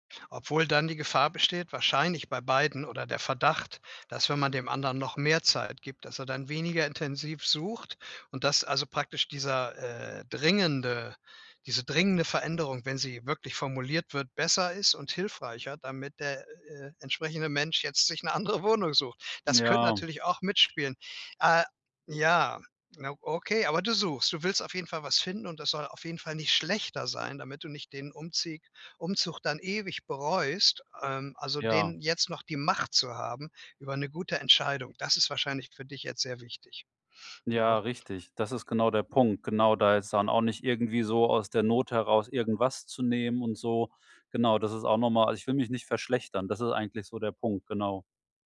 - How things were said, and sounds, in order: laughing while speaking: "'ne andere Wohnung"; other background noise
- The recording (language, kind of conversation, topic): German, advice, Wie treffe ich große Entscheidungen, ohne Angst vor Veränderung und späterer Reue zu haben?